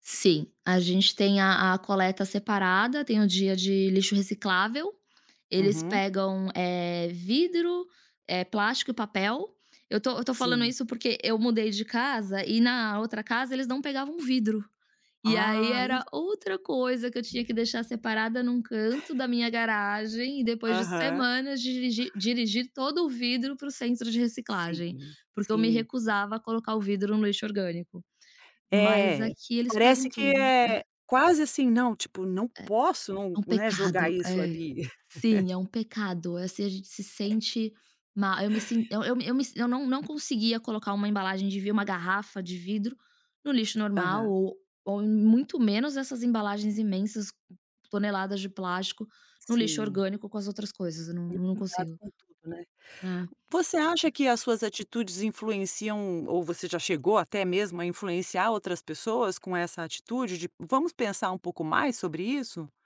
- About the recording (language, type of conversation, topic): Portuguese, podcast, Que hábitos diários ajudam você a reduzir lixo e desperdício?
- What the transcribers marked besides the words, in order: tapping; laugh